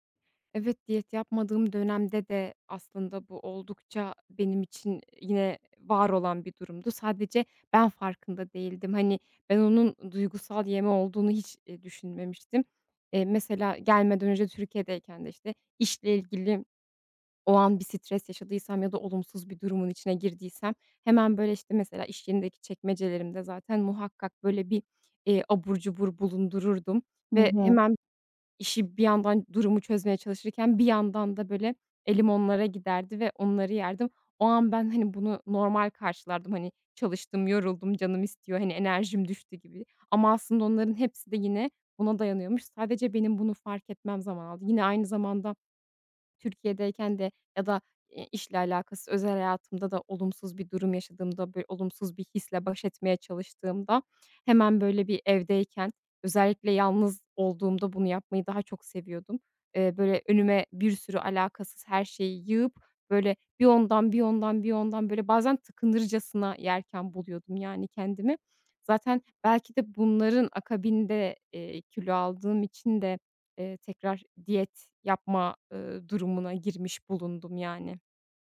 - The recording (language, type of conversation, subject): Turkish, advice, Stresliyken duygusal yeme davranışımı kontrol edemiyorum
- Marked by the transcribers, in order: other background noise